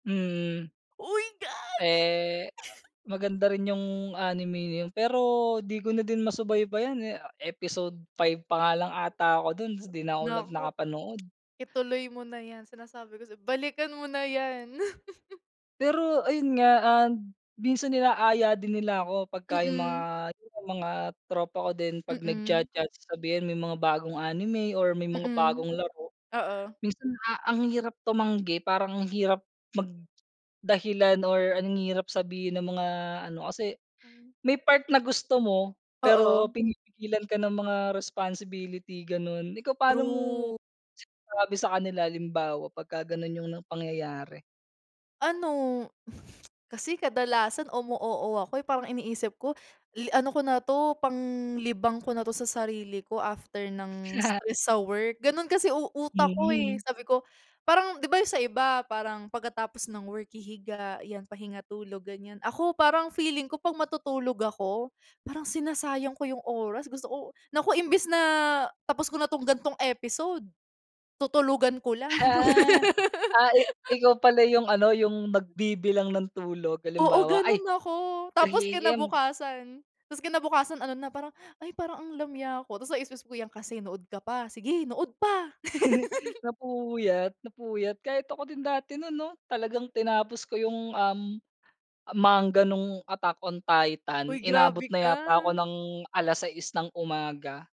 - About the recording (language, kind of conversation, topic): Filipino, unstructured, Paano mo ipapaliwanag sa iba na gusto mo nang tigilan ang isang libangan?
- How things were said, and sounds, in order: put-on voice: "gagi"; chuckle; tapping; tsk; laugh; other background noise; unintelligible speech; laugh; laugh; laugh